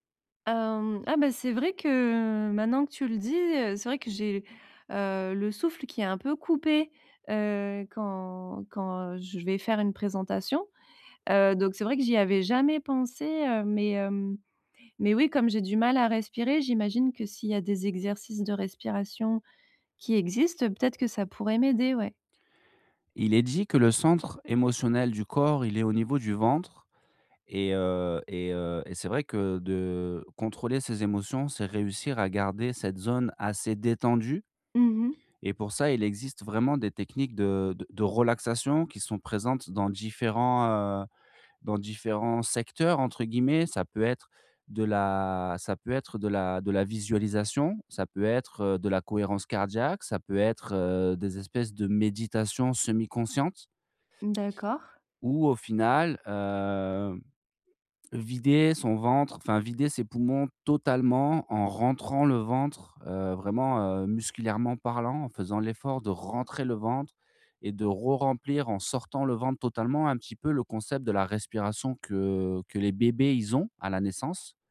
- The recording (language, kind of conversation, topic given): French, advice, Comment réduire rapidement une montée soudaine de stress au travail ou en public ?
- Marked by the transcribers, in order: other background noise; drawn out: "hem"